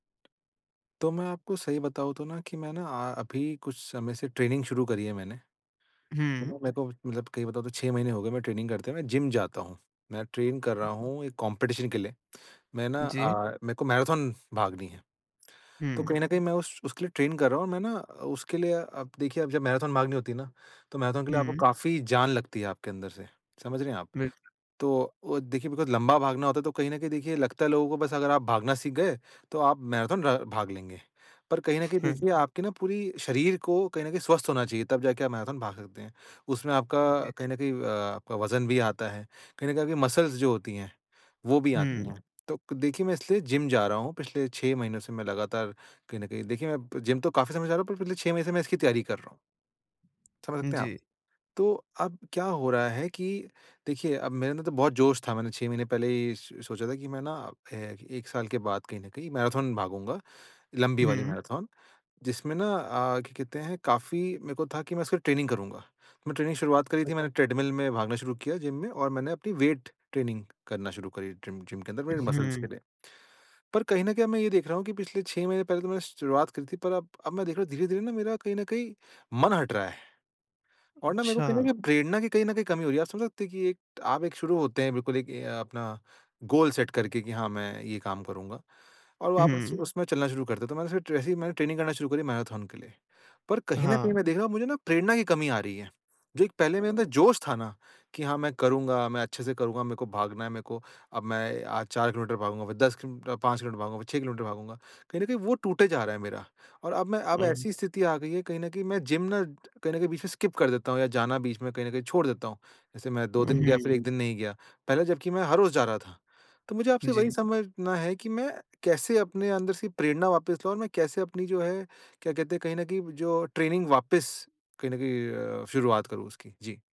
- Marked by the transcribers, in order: in English: "ट्रेनिंग"; in English: "ट्रेनिंग"; in English: "ट्रेन"; in English: "कॉम्पिटिशन"; tongue click; in English: "मैराथन"; in English: "ट्रेन"; in English: "मैराथन"; other background noise; in English: "मैराथन"; in English: "मसल्स"; in English: "मैराथन"; in English: "मैराथन"; in English: "ट्रेनिंग"; in English: "ट्रेनिंग"; in English: "वेट ट्रेनिंग"; in English: "ट्रीम"; in English: "मसल्स"; in English: "गोल सेट"; in English: "ट्रेनिंग"; in English: "मैराथन"; in English: "स्किप"; in English: "ट्रेनिंग"
- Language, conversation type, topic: Hindi, advice, मैं अपनी ट्रेनिंग में प्रेरणा और प्रगति कैसे वापस ला सकता/सकती हूँ?